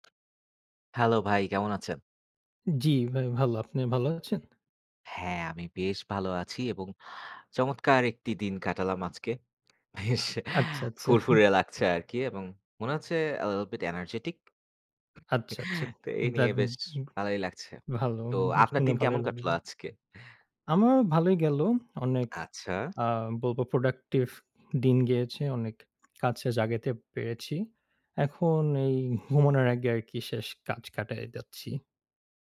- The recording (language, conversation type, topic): Bengali, unstructured, ব্যাংকের বিভিন্ন খরচ সম্পর্কে আপনার মতামত কী?
- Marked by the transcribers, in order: scoff; in English: "আ লিটল বিট এনার্জেটিক"; tapping; unintelligible speech